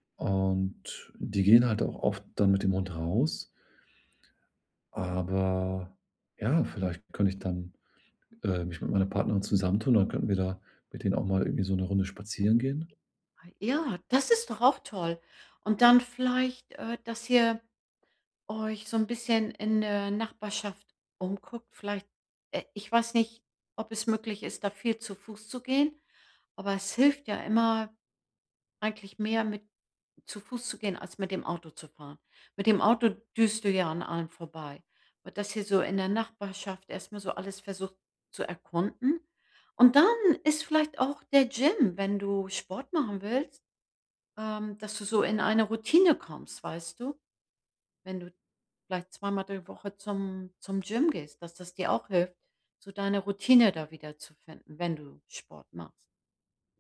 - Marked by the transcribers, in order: anticipating: "Und dann ist vielleicht auch der Gym"
- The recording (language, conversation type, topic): German, advice, Wie kann ich beim Umzug meine Routinen und meine Identität bewahren?